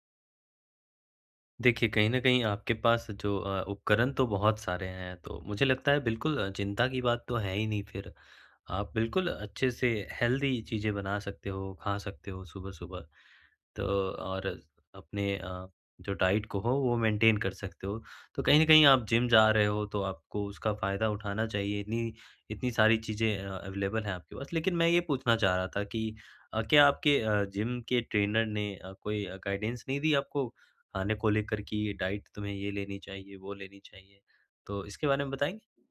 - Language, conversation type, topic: Hindi, advice, खाना बनाना नहीं आता इसलिए स्वस्थ भोजन तैयार न कर पाना
- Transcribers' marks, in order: in English: "हेल्दी"; in English: "डाइट"; in English: "मेंटेन"; in English: "जिम"; in English: "अवेलेबल"; in English: "जिम"; in English: "ट्रेनर"; in English: "गाइडेंस"; in English: "डाइट"